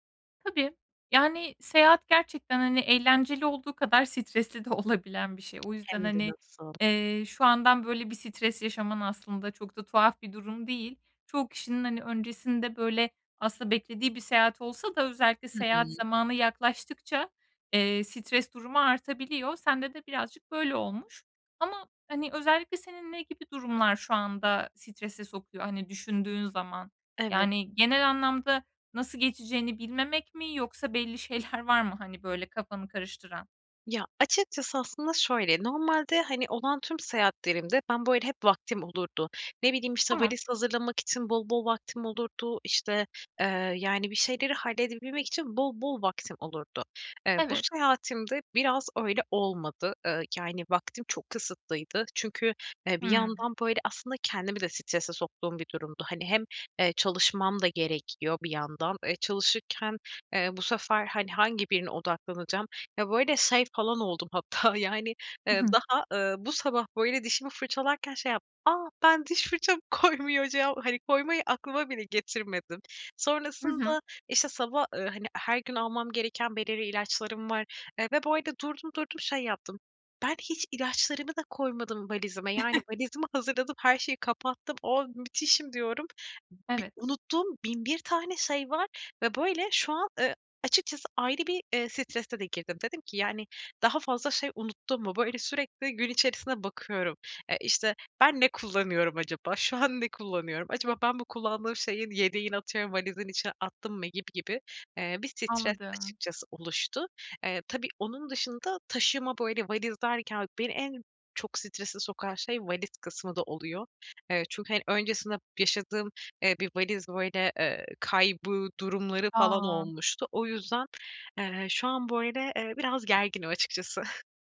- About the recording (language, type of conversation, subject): Turkish, advice, Seyahat sırasında yaşadığım stres ve aksiliklerle nasıl başa çıkabilirim?
- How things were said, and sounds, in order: tapping; laughing while speaking: "de olabilen"; laughing while speaking: "şeyler var mı"; other background noise; chuckle; laughing while speaking: "açıkçası"